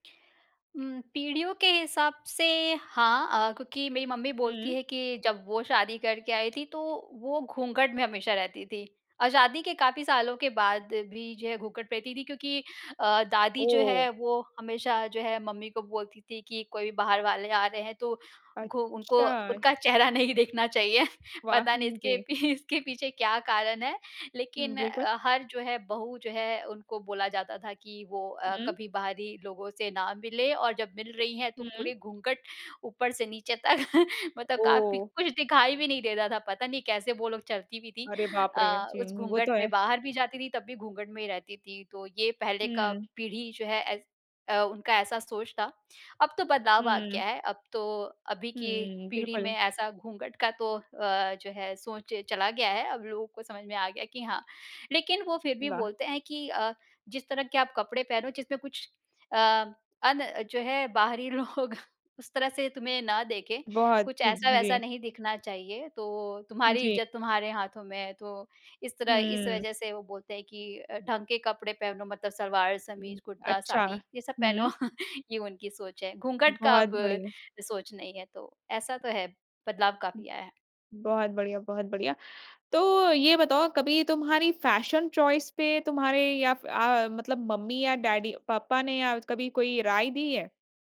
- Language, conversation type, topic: Hindi, podcast, परिवार की राय आपके पहनावे को कैसे बदलती है?
- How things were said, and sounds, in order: laughing while speaking: "चेहरा नहीं देखना चाहिए। पता … क्या कारण है"; laughing while speaking: "तक"; laughing while speaking: "लोग"; chuckle; in English: "फ़ैशन चॉइस"